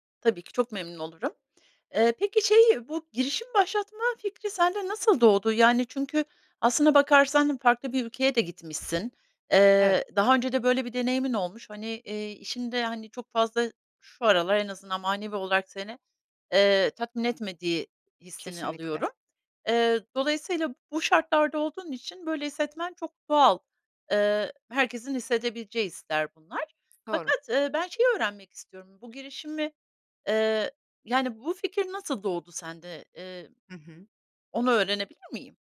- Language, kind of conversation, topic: Turkish, advice, Kendi işinizi kurma veya girişimci olma kararınızı nasıl verdiniz?
- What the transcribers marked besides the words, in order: tapping